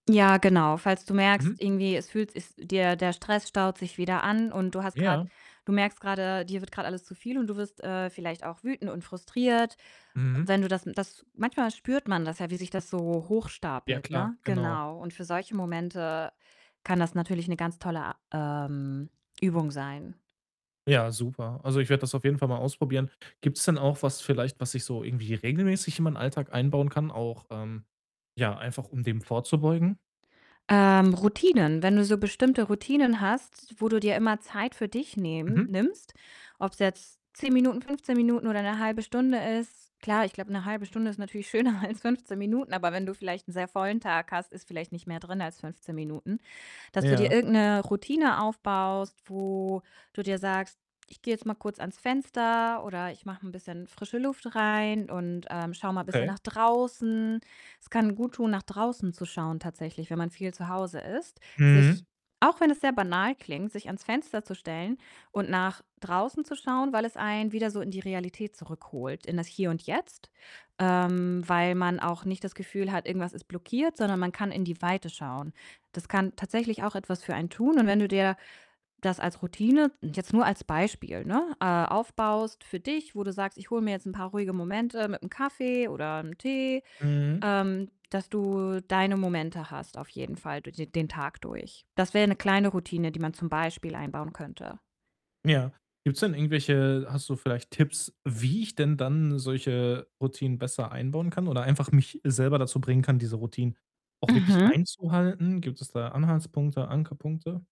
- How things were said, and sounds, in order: distorted speech; other background noise; laughing while speaking: "schöner als"
- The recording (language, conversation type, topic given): German, advice, Wie kann ich Atem- und Entspannungstechniken im Alltag nutzen, um körperliche Anspannung loszuwerden?